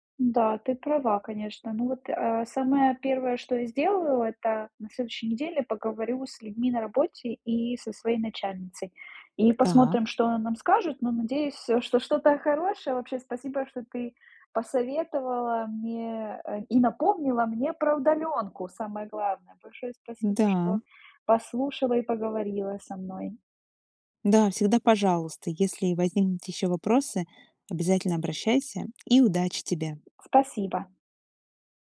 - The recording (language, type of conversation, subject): Russian, advice, Почему повседневная рутина кажется вам бессмысленной и однообразной?
- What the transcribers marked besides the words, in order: tapping